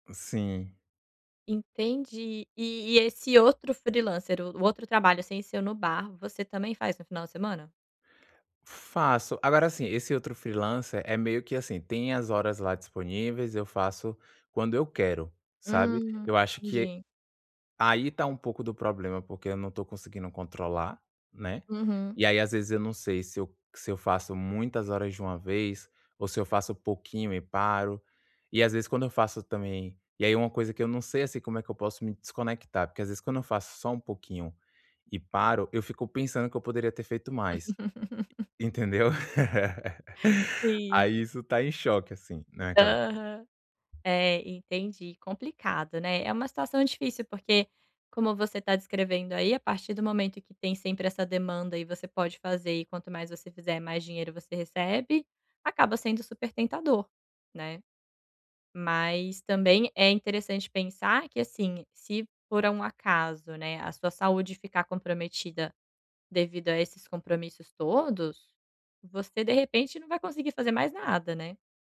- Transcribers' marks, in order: laugh; laughing while speaking: "Sim"; tapping; laugh
- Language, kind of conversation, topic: Portuguese, advice, Como posso organizar melhor meu dia quando me sinto sobrecarregado com compromissos diários?
- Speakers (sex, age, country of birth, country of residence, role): female, 30-34, Brazil, Portugal, advisor; male, 25-29, Brazil, France, user